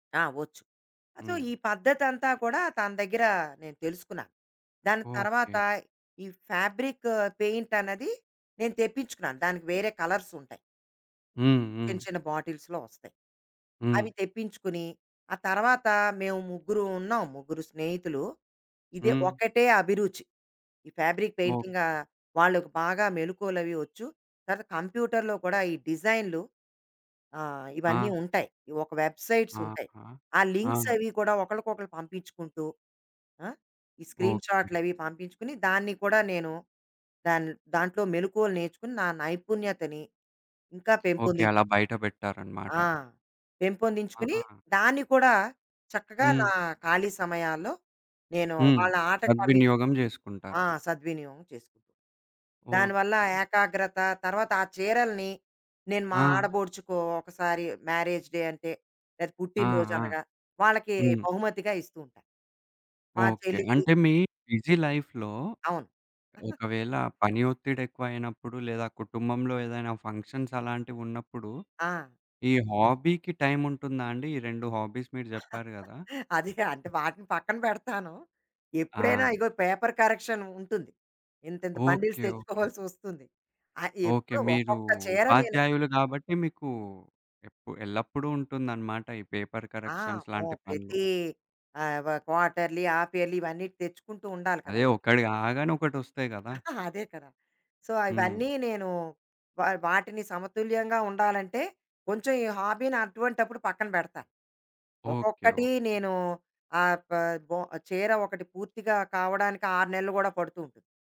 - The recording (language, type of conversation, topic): Telugu, podcast, నీ మొదటి హాబీ ఎలా మొదలయ్యింది?
- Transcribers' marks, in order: in English: "సో"; in English: "ఫ్యాబ్రిక్"; in English: "బాటిల్స్‌లో"; in English: "ఫ్యాబ్రిక్"; other background noise; in English: "మ్యారేజ్ డే"; in English: "బిజీ లైఫ్‌లో"; chuckle; in English: "ఫంక్షన్స్"; in English: "హాబీకి"; in English: "హాబీస్"; chuckle; in English: "పేపర్ కరెక్షన్"; in English: "బండీల్స్"; laughing while speaking: "తెచ్చుకోవాల్సొస్తుంది"; in English: "పేపర్ కరెక్షన్స్"; in English: "క్వాటర్‌లీ, ఆఫియర్‌లీ"; chuckle; in English: "సో"; in English: "హాబీని"; tapping